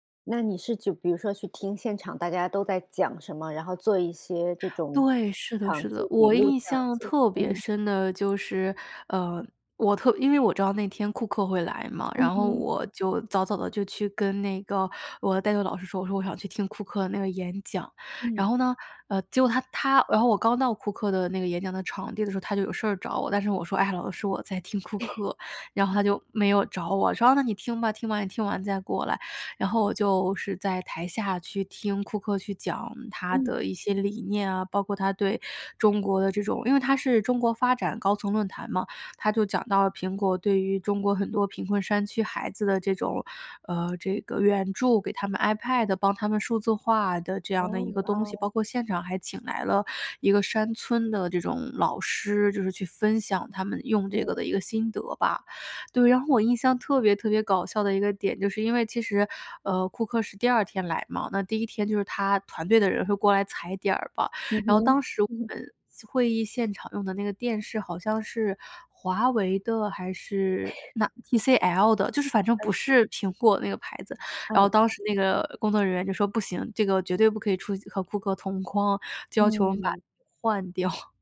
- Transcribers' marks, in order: tapping; chuckle; chuckle; laughing while speaking: "掉"
- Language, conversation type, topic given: Chinese, podcast, 你愿意分享一次你参与志愿活动的经历和感受吗？